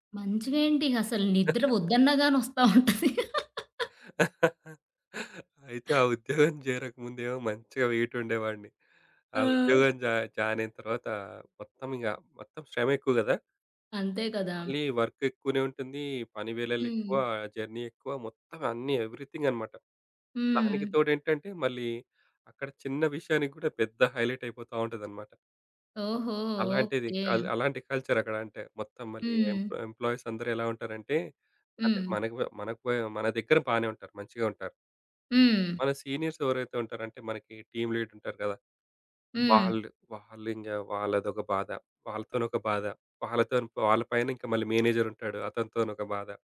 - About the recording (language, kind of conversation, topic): Telugu, podcast, మీ మొదటి ఉద్యోగం ఎలా ఎదురైంది?
- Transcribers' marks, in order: chuckle; laughing while speaking: "ఉంటది"; laugh; in English: "వెయిట్"; other background noise; in English: "వర్క్"; in English: "జర్నీ"; in English: "హైలైట్"; in English: "కల్చర్"; in English: "ఎంప్లాయీస్"; tapping; in English: "సీనియర్స్"; in English: "టీమ్ లీడర్"; in English: "మేనేజర్"